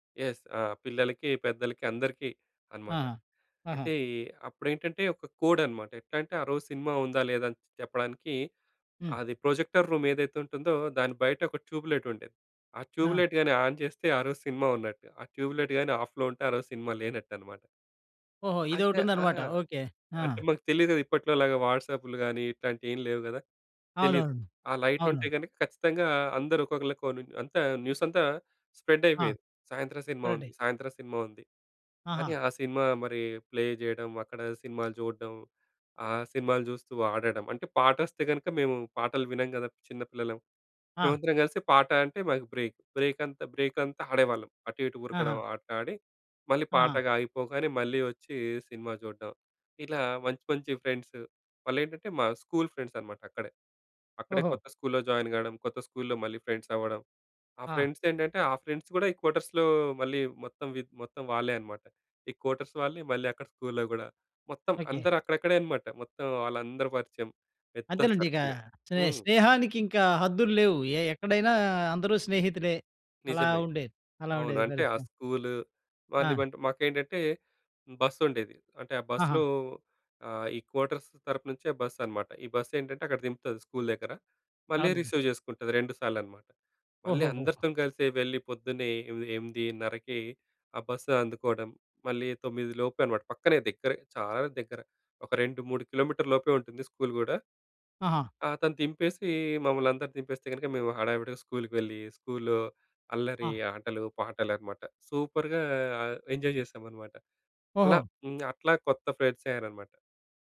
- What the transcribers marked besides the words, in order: in English: "కోడ్"; in English: "ప్రొజెక్టర్ రూమ్"; in English: "ట్యూబ్ లైట్"; in English: "ట్యూబ్ లైట్"; in English: "ఆన్"; in English: "ట్యూబ్ లైట్"; in English: "ఆఫ్‌లో"; in English: "ప్లే"; in English: "బ్రేక్"; in English: "ఫ్రెండ్స్"; in English: "జాయిన్"; in English: "ఫ్రెండ్స్"; in English: "క్వార్టర్స్‌లో"; in English: "క్వార్టర్స్"; stressed: "పెద్ద సర్కిలే"; in English: "క్వార్టర్స్"; in English: "రిసీవ్"; drawn out: "సూపరుగా"; in English: "ఎంజాయ్"; other noise
- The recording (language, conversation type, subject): Telugu, podcast, కొత్త చోటుకు వెళ్లినప్పుడు మీరు కొత్త స్నేహితులను ఎలా చేసుకుంటారు?